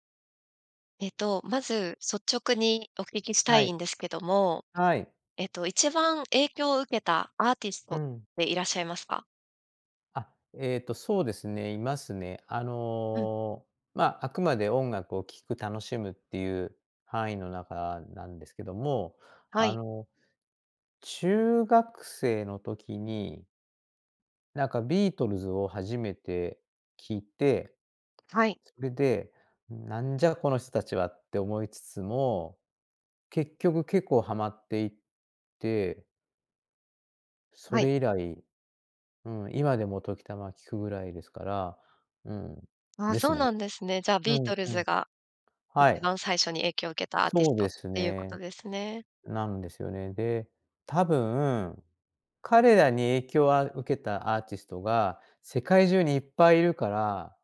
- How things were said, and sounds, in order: other background noise
- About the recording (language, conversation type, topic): Japanese, podcast, 一番影響を受けたアーティストはどなたですか？